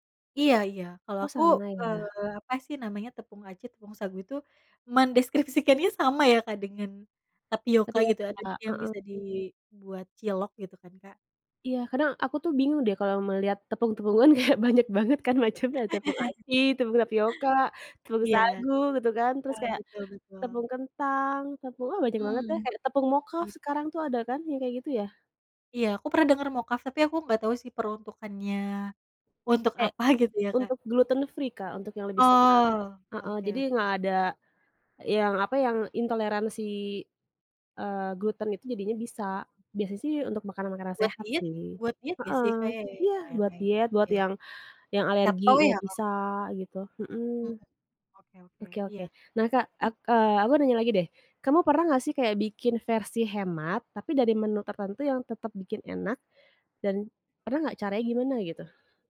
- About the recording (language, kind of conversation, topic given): Indonesian, podcast, Pernahkah kamu mengimprovisasi resep karena kekurangan bahan?
- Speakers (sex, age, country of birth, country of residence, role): female, 30-34, Indonesia, Indonesia, guest; female, 35-39, Indonesia, Indonesia, host
- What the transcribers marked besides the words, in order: laughing while speaking: "mendeskripsikannya"; laughing while speaking: "kayak"; laugh; in English: "free"; tapping